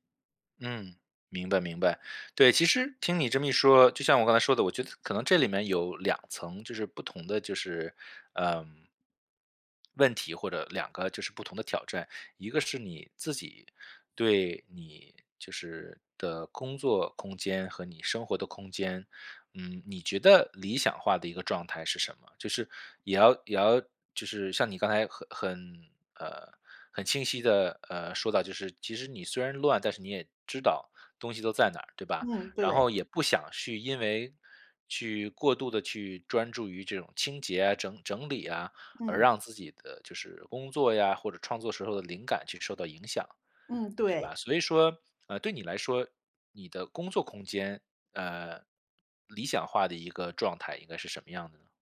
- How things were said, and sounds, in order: none
- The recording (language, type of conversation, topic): Chinese, advice, 你如何长期保持创作空间整洁且富有创意氛围？